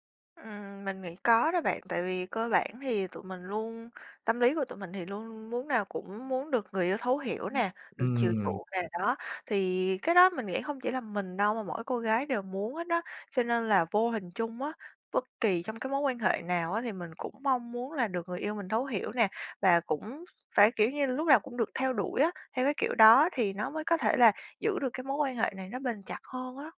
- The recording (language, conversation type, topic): Vietnamese, advice, Vì sao bạn thường che giấu cảm xúc thật với người yêu hoặc đối tác?
- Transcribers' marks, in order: other background noise